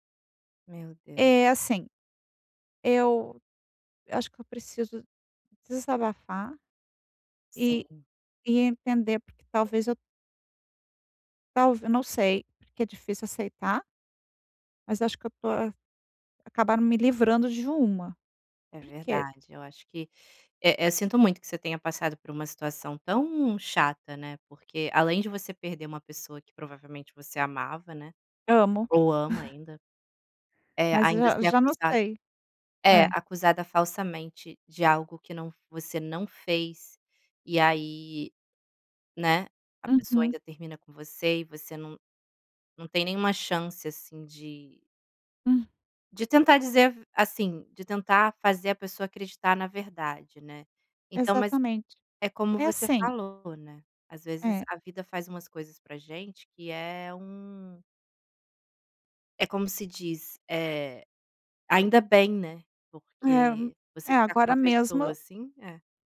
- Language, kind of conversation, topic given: Portuguese, advice, Como posso lidar com um término recente e a dificuldade de aceitar a perda?
- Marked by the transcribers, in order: tapping; chuckle